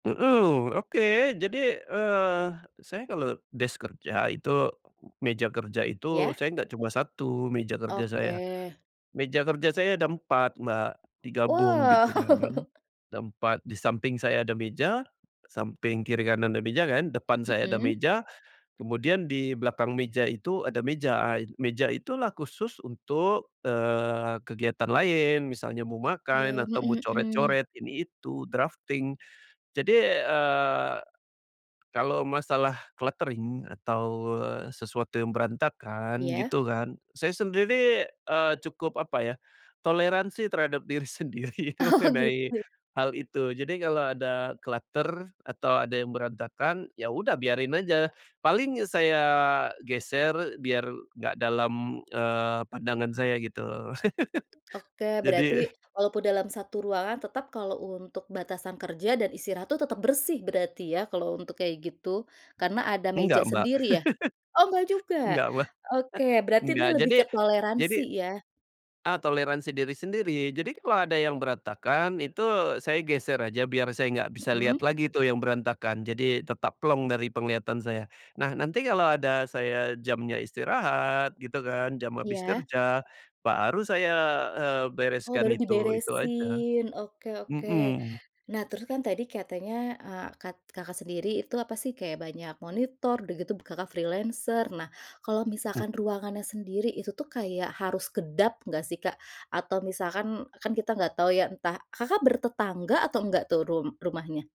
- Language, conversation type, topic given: Indonesian, podcast, Bagaimana cara memisahkan area kerja dan area istirahat di rumah yang kecil?
- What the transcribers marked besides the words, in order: in English: "desk"; tapping; laugh; in English: "drafting"; in English: "cluttering"; laughing while speaking: "Oh"; laughing while speaking: "diri sendiri"; in English: "clutter"; other background noise; laugh; laugh; laughing while speaking: "Mbak"; in English: "freelancer"